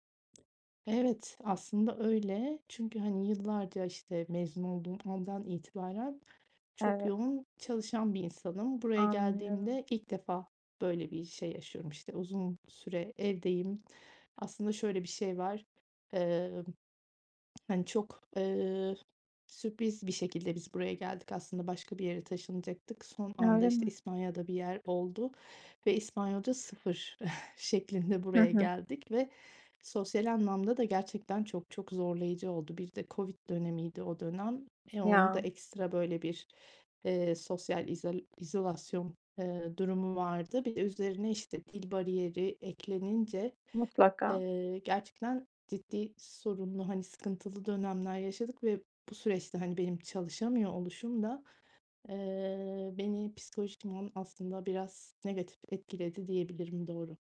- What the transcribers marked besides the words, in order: other background noise; chuckle
- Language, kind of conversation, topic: Turkish, advice, Gelecek için para biriktirmeye nereden başlamalıyım?
- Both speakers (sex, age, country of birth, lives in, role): female, 25-29, Turkey, Hungary, advisor; female, 40-44, Turkey, Spain, user